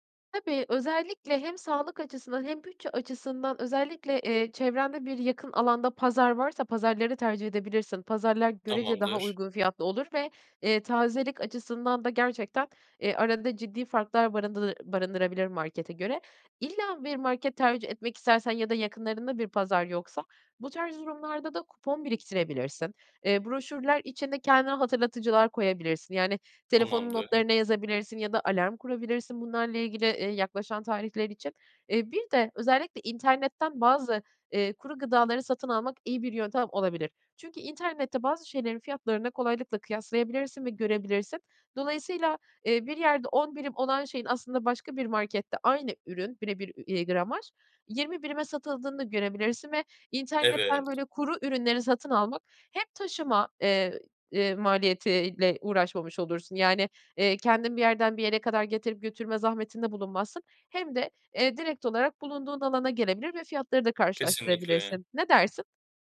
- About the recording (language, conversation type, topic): Turkish, advice, Sınırlı bir bütçeyle sağlıklı ve hesaplı market alışverişini nasıl yapabilirim?
- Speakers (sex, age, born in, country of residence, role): female, 40-44, Turkey, Netherlands, advisor; male, 20-24, Turkey, Germany, user
- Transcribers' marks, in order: tapping; other background noise